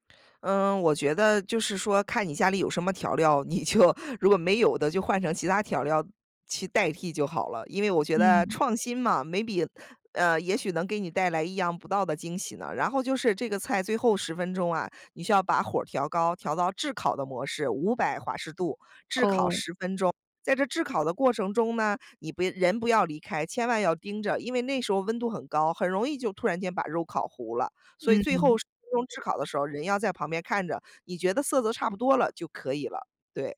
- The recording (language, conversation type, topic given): Chinese, podcast, 你最拿手的一道家常菜是什么？
- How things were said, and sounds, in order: laughing while speaking: "你就"; in English: "maybe"; "想" said as "样"; other background noise